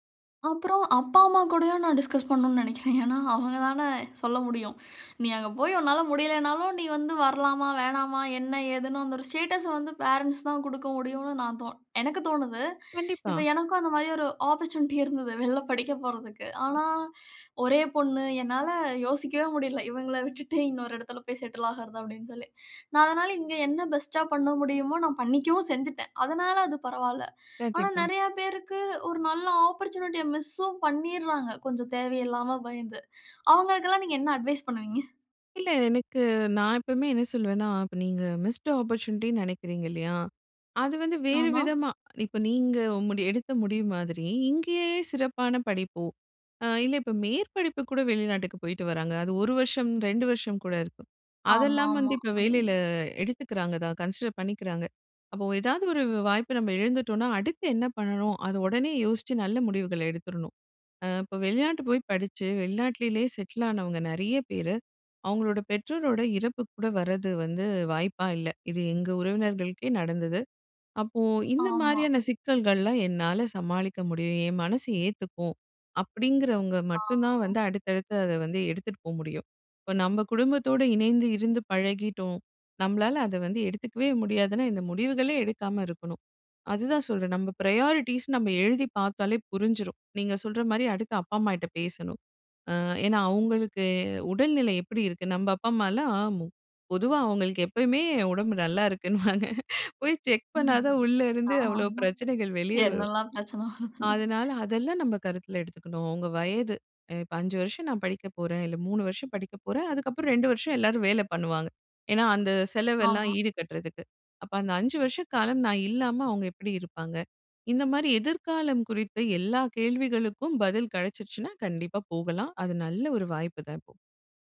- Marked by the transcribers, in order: in English: "டிஸ்கஸ்"; laughing while speaking: "நினைக்கிறேன். ஏன்னா, அவங்கதான சொல்ல முடியும்"; in English: "ஸ்டேட்டஸ்"; in English: "ஆப்பர்சூனிட்டி"; "வெளியில" said as "வெள்ல"; other background noise; in English: "செட்டில்"; in English: "ஆப்பர்சூனிட்டிய மிஷூம்"; in English: "மிஸ்டு ஆப்பர்ச்சூனிட்டின்னு"; unintelligible speech; in English: "கன்சிடர்"; in English: "செட்டில்"; "என்" said as "ஏ"; in English: "பிரையாரிட்டீஸ்"; laughing while speaking: "இருக்குன்னுவாங்க, போய் செக் பண்ணாதான், உள்ள இருந்து அவ்ளோ பிரச்சனைகள் வெளியே வரும்"; laughing while speaking: "ஆமா. என்னெல்லாம் பிரச்சனை வருதுன்னு"
- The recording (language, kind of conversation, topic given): Tamil, podcast, வெளிநாட்டுக்கு குடியேற முடிவு செய்வதற்கு முன் நீங்கள் எத்தனை காரணங்களை கணக்கில் எடுத்துக் கொள்கிறீர்கள்?